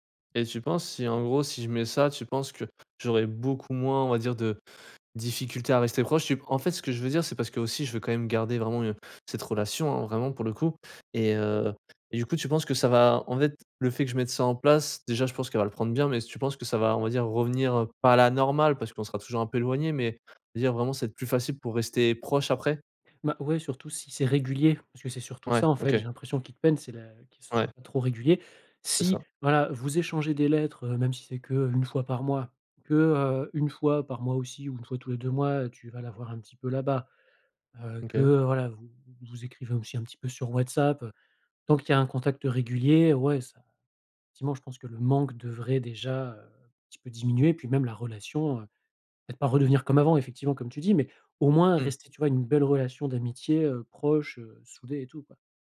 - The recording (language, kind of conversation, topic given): French, advice, Comment puis-je rester proche de mon partenaire malgré une relation à distance ?
- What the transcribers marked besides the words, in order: none